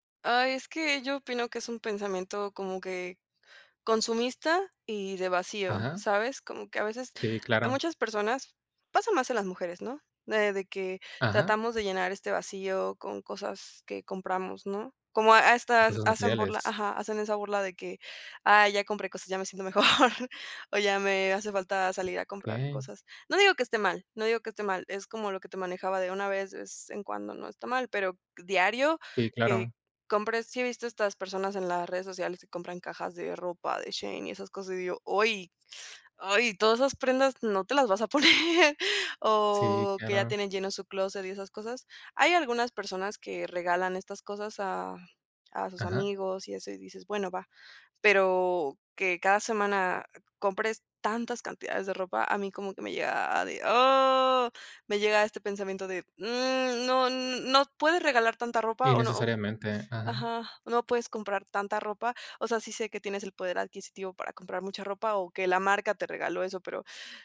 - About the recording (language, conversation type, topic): Spanish, podcast, ¿Qué papel cumple la sostenibilidad en la forma en que eliges tu ropa?
- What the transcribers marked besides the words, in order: laughing while speaking: "mejor"; tapping; laughing while speaking: "poner"; drawn out: "ah"; drawn out: "mm"